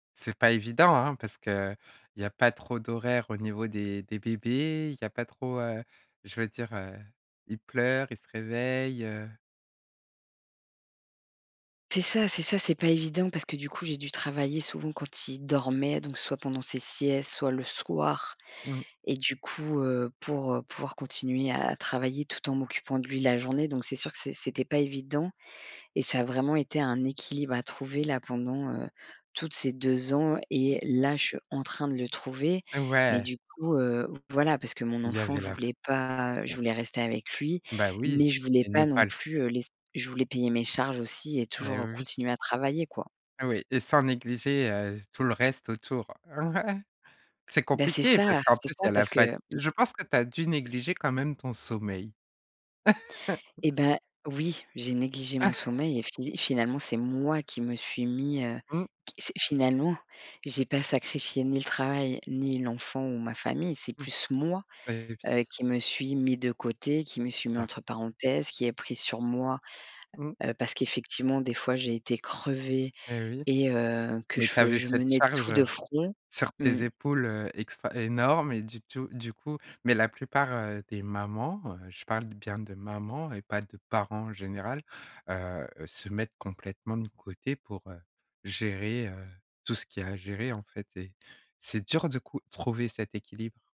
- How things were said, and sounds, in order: unintelligible speech; tapping; chuckle; other background noise; chuckle; stressed: "moi"
- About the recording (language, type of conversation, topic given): French, podcast, Comment concilier vie de famille et ambitions sans sacrifier l’une ou l’autre ?